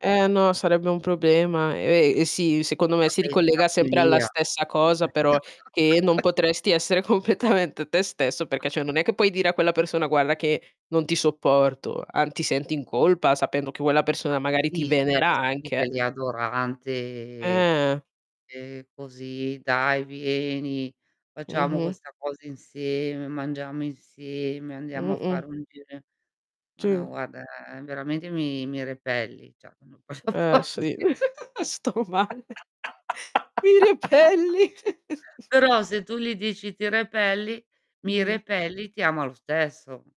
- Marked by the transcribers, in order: other background noise; distorted speech; chuckle; laughing while speaking: "completamente"; "perché" said as "pecché"; chuckle; "cioè" said as "ceh"; drawn out: "adorante"; tapping; "Cioè" said as "ceh"; unintelligible speech; giggle; laughing while speaking: "Sto male. Mi repelli"; laugh; chuckle
- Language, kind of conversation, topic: Italian, unstructured, Preferiresti essere un genio incompreso o una persona comune amata da tutti?